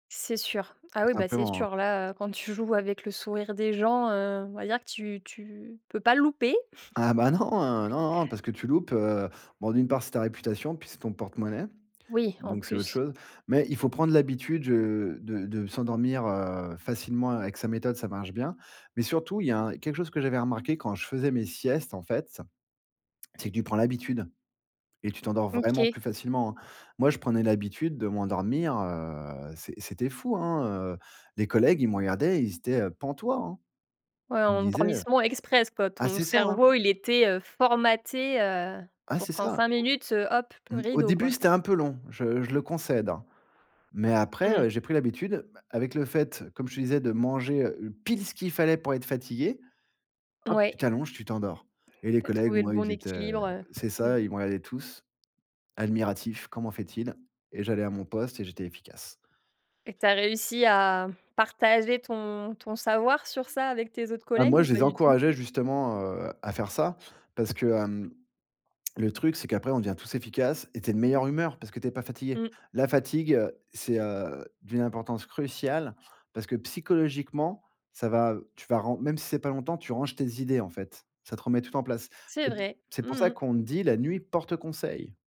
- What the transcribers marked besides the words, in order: tapping; chuckle; other background noise; stressed: "pile"; other noise; stressed: "porte"
- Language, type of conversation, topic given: French, podcast, Comment trouves-tu l’équilibre entre le repos et l’activité ?